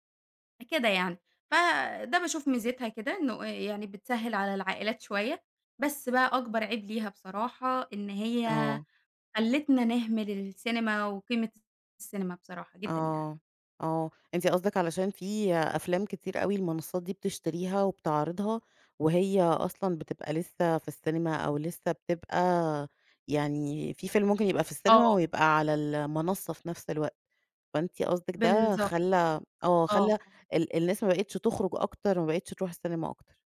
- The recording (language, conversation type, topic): Arabic, podcast, إيه اللي بتفضّله أكتر: تتفرّج على الفيلم في السينما ولا على نتفليكس، وليه؟
- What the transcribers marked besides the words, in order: none